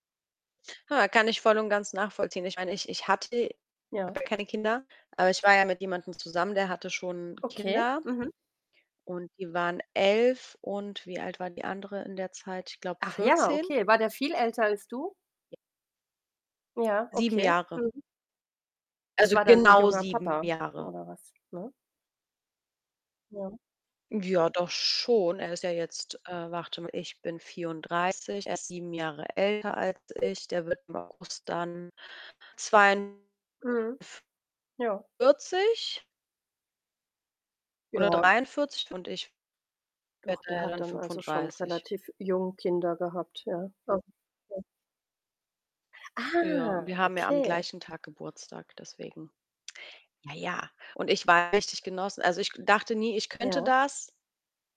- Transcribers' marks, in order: other background noise; static; distorted speech; other noise; drawn out: "Ah"; surprised: "Ah"; put-on voice: "Ja, ja"
- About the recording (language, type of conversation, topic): German, unstructured, Was bedeutet Glück für dich persönlich?